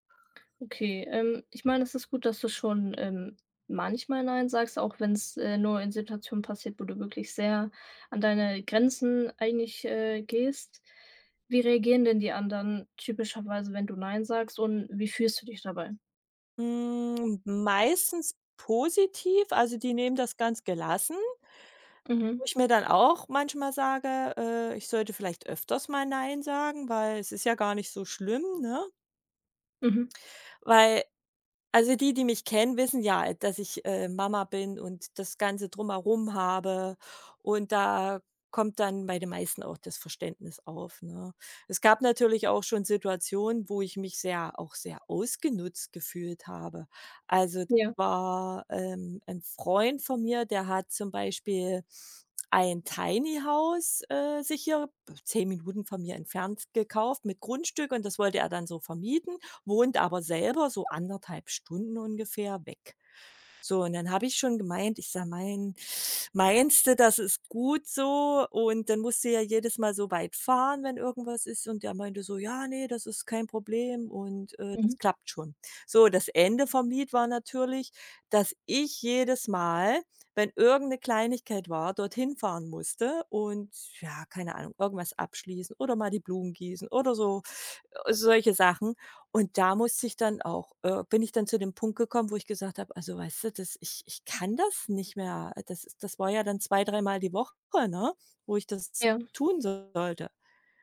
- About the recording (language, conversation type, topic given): German, advice, Wie kann ich Nein sagen und meine Grenzen ausdrücken, ohne mich schuldig zu fühlen?
- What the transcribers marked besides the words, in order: tapping; background speech; teeth sucking